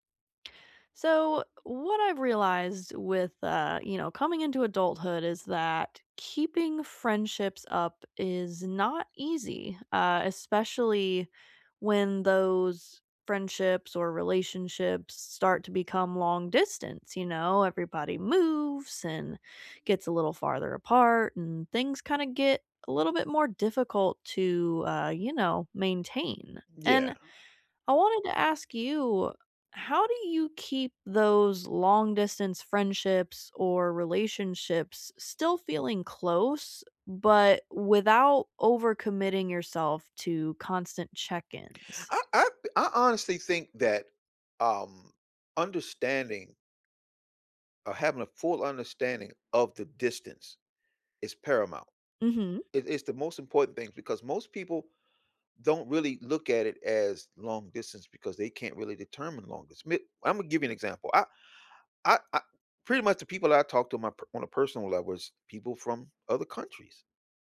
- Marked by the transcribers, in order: stressed: "moves"
- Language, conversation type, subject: English, unstructured, How can I keep a long-distance relationship feeling close without constant check-ins?